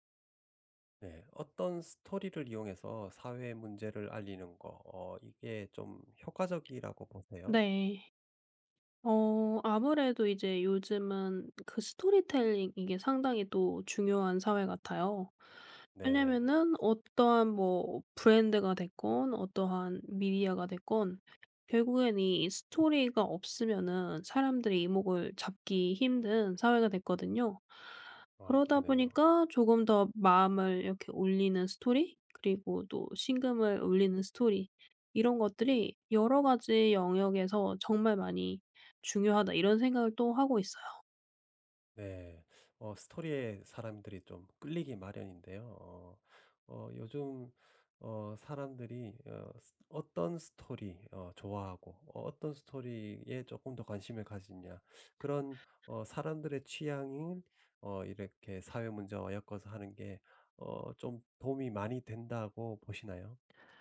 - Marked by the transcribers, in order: in English: "스토리텔링"
- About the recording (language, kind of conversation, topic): Korean, podcast, 스토리로 사회 문제를 알리는 것은 효과적일까요?